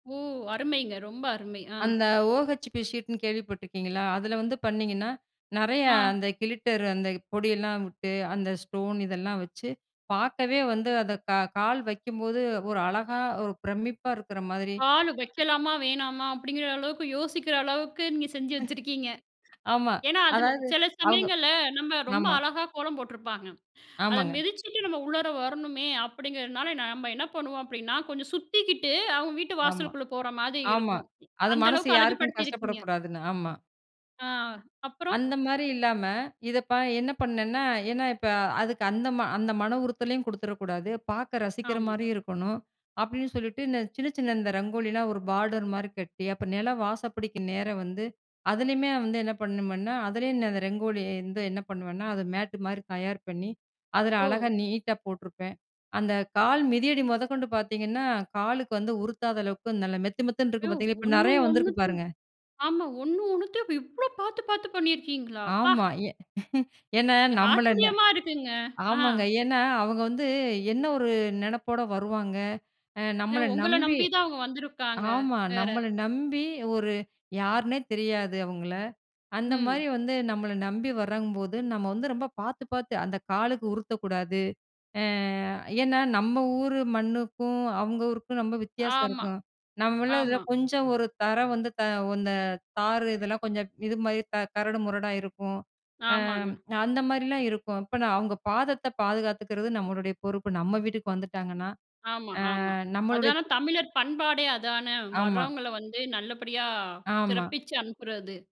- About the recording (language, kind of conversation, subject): Tamil, podcast, புதியவர்கள் ஊருக்கு வந்தால் அவர்களை வரவேற்க எளிய நடைமுறைகள் என்னென்ன?
- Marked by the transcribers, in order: other background noise; chuckle; other noise; surprised: "ஒண்ணு ஒன்னத்தையும், ஆமா ஒண்ணு ஒன்னத்தையும் இவ் இவ்ளோ பார்த்து, பார்த்து பண்ணியிருக்கீங்களா, அப்பா!"; chuckle